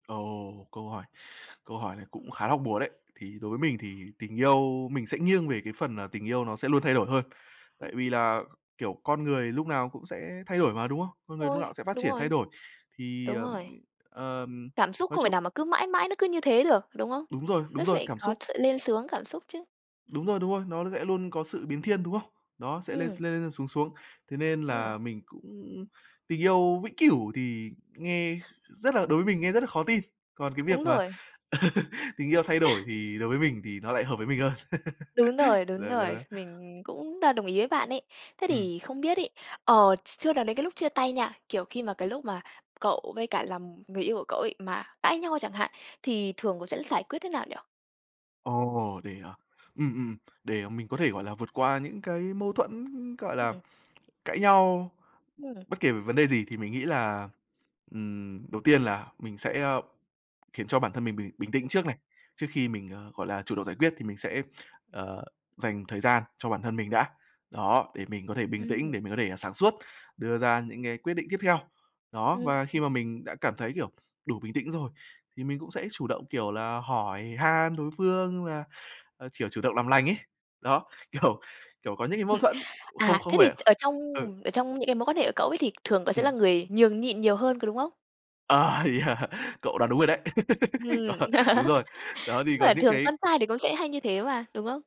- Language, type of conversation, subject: Vietnamese, podcast, Bạn quyết định như thế nào để biết một mối quan hệ nên tiếp tục hay nên kết thúc?
- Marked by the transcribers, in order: tapping; laugh; other background noise; chuckle; laugh; laughing while speaking: "kiểu"; chuckle; laughing while speaking: "Ờ, yeah!"; laugh; laughing while speaking: "Cậu"; laugh